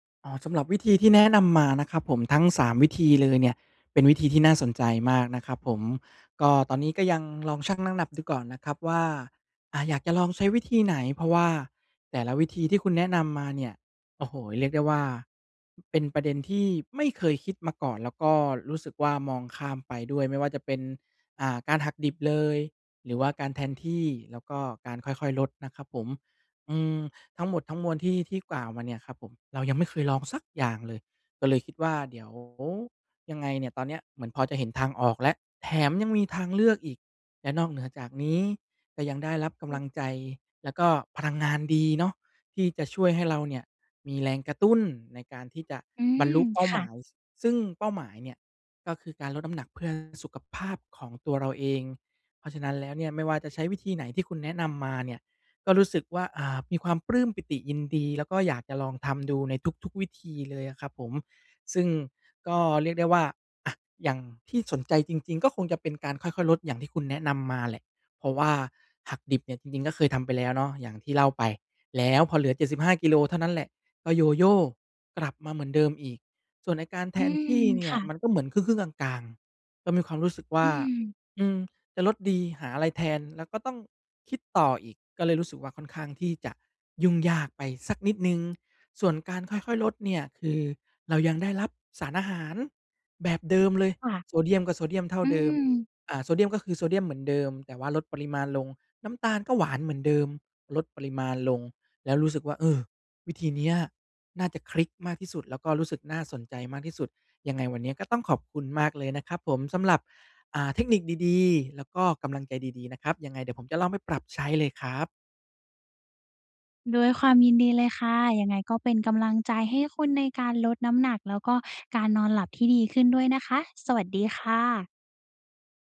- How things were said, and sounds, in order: none
- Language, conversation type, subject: Thai, advice, ฉันควรเลิกนิสัยเดิมที่ส่งผลเสียต่อชีวิตไปเลย หรือค่อย ๆ เปลี่ยนเป็นนิสัยใหม่ดี?